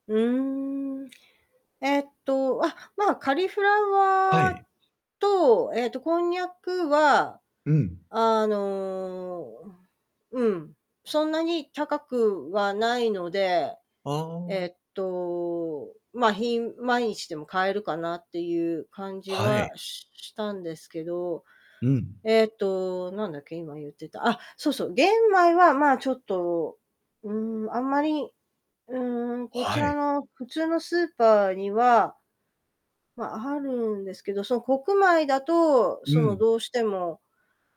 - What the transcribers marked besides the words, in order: static; drawn out: "うーん"; drawn out: "あの"; tapping
- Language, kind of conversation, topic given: Japanese, advice, 予算が限られている中で、健康的な食材を買えない状況をどのように説明しますか？